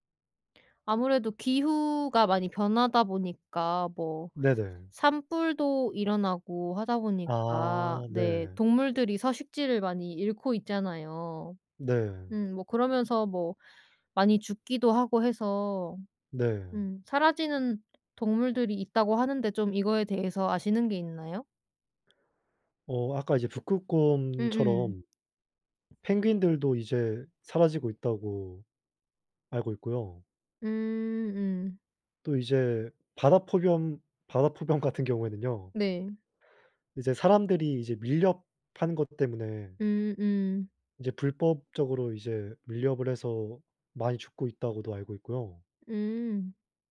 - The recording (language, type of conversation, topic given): Korean, unstructured, 기후 변화로 인해 사라지는 동물들에 대해 어떻게 느끼시나요?
- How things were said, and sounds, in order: other background noise